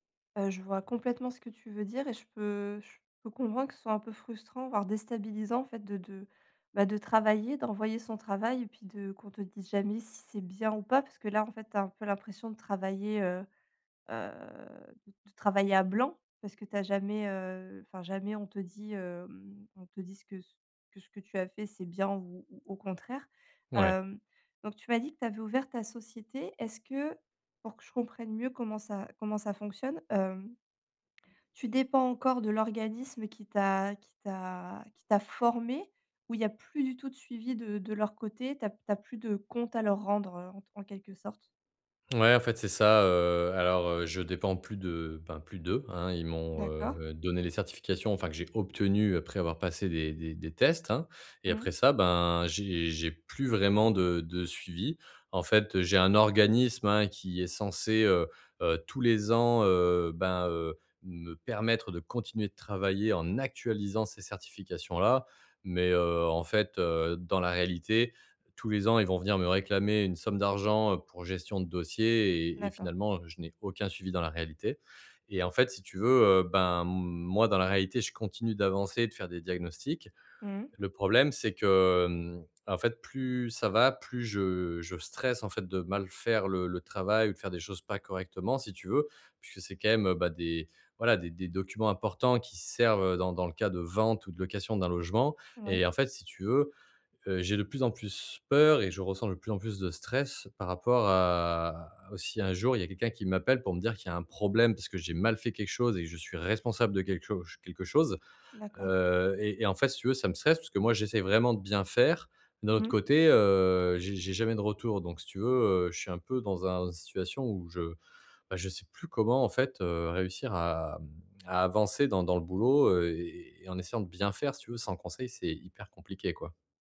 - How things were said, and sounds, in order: stressed: "blanc"; stressed: "formé"; stressed: "actualisant"; drawn out: "à"
- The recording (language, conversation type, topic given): French, advice, Comment puis-je mesurer mes progrès sans me décourager ?